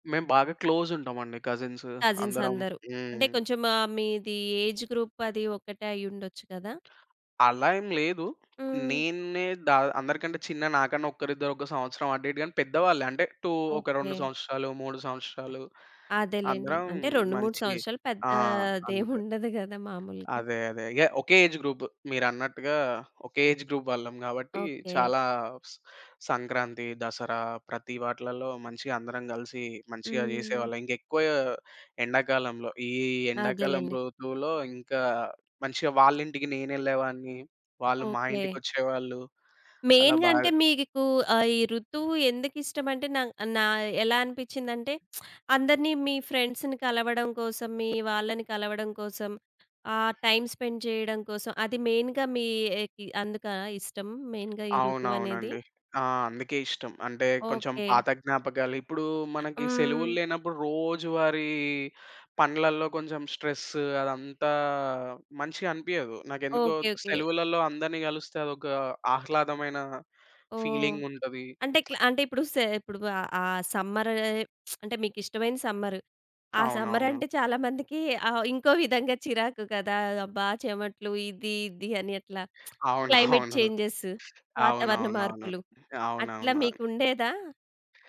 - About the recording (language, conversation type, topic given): Telugu, podcast, మీకు అత్యంత ఇష్టమైన ఋతువు ఏది, అది మీకు ఎందుకు ఇష్టం?
- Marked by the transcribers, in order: in English: "క్లోజ్"; in English: "కజిన్స్"; in English: "కజిన్స్"; in English: "ఏజ్ గ్రూప్"; other background noise; in English: "టూ"; in English: "ఏజ్ గ్రూప్"; in English: "ఏజ్ గ్రూప్"; in English: "మెయిన్‌గా"; lip smack; in English: "ఫ్రెండ్స్‌ని"; in English: "టైమ్ స్పెండ్"; in English: "మెయిన్‌గా"; in English: "మెయిన్‌గా"; in English: "స్ట్రెస్"; in English: "సమ్మర్"; lip smack; in English: "సమ్మర్"; lip smack; in English: "క్లైమేట్ చేంజెస్"